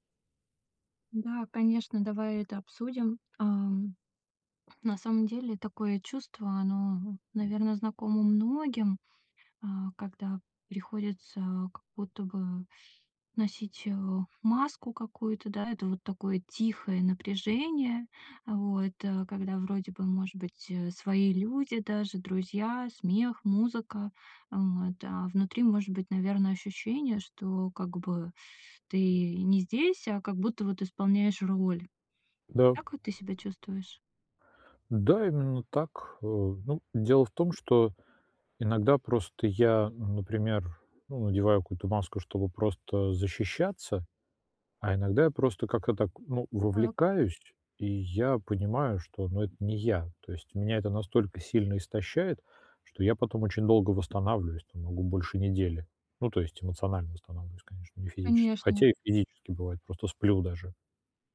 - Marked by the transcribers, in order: other background noise
- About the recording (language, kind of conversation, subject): Russian, advice, Как перестать бояться быть собой на вечеринках среди друзей?